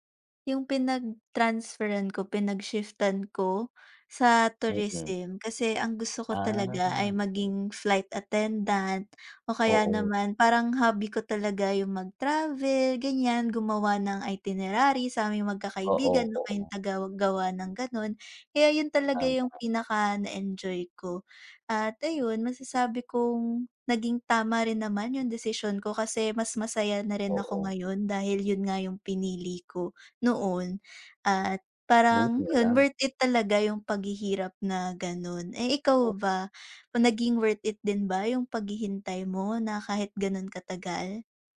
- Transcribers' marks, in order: drawn out: "Ah"; tapping; other background noise
- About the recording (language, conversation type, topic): Filipino, unstructured, Ano ang pinakamahirap na desisyong nagawa mo sa buhay mo?